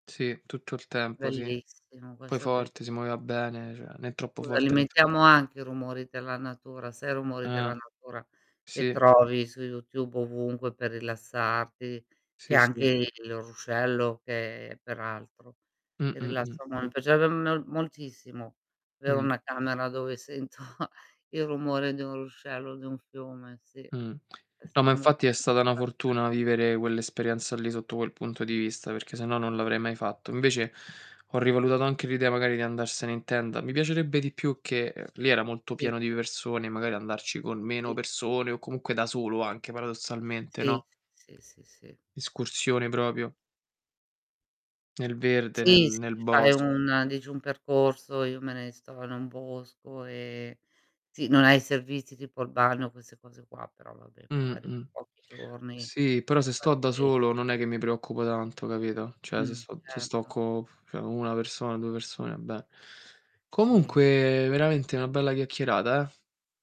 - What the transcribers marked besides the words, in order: "muoveva" said as "movea"; distorted speech; "cioè" said as "ceh"; tapping; laughing while speaking: "sento"; lip smack; static; unintelligible speech; mechanical hum; other background noise; "proprio" said as "propio"; "in" said as "en"; "cioè" said as "ceh"; "cioè" said as "ceh"; "va" said as "a"
- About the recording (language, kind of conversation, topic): Italian, unstructured, Come ti senti quando sei circondato dal verde?